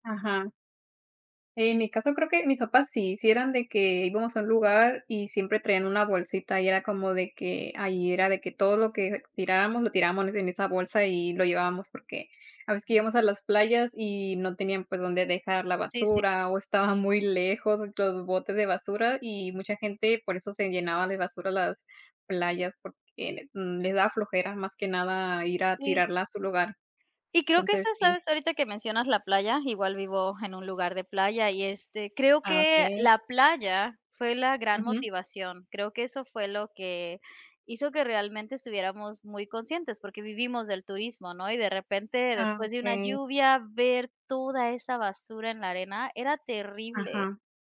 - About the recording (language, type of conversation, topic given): Spanish, unstructured, ¿Qué opinas sobre la gente que no recoge la basura en la calle?
- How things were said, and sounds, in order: none